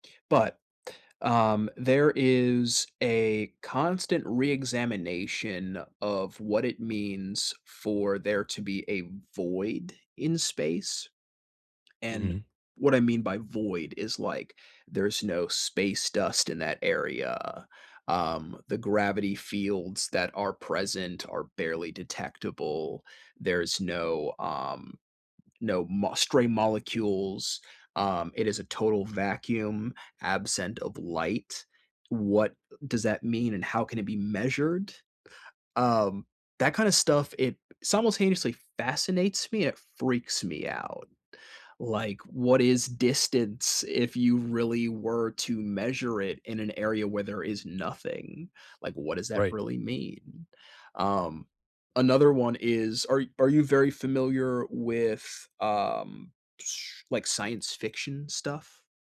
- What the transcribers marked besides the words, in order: stressed: "fascinates"; other background noise; stressed: "freaks"; other noise
- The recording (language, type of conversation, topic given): English, unstructured, What do you find most interesting about space?